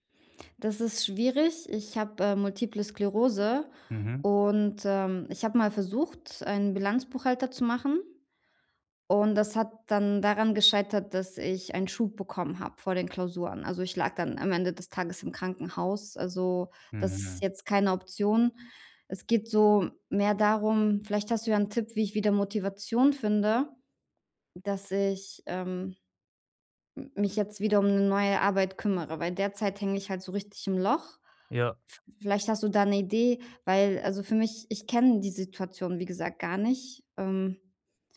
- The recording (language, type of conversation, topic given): German, advice, Wie kann ich nach Rückschlägen schneller wieder aufstehen und weitermachen?
- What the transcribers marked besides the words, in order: none